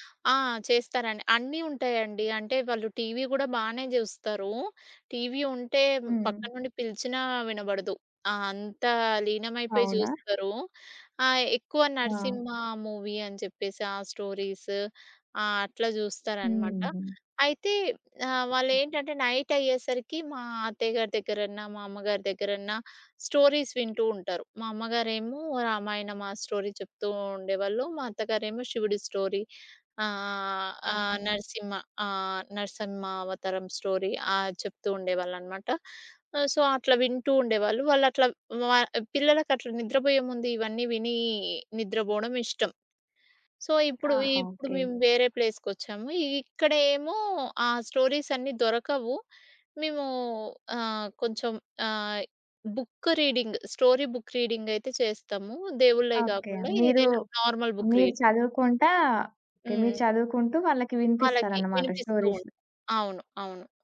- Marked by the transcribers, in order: in English: "మూవీ"; tapping; in English: "స్టోరీస్"; other background noise; in English: "స్టోరీస్"; in English: "స్టోరీ"; in English: "స్టోరీ"; in English: "స్టోరీ"; in English: "సో"; in English: "సో"; in English: "ప్లేస్‌కొచ్చాము"; in English: "స్టోరీస్"; in English: "బుక్ రీడింగ్, స్టోరీ బుక్ రీడింగ్"; in English: "నార్మల్ బుక్ రీడింగ్"
- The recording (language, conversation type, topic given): Telugu, podcast, మీ పిల్లలకు మీ సంస్కృతిని ఎలా నేర్పిస్తారు?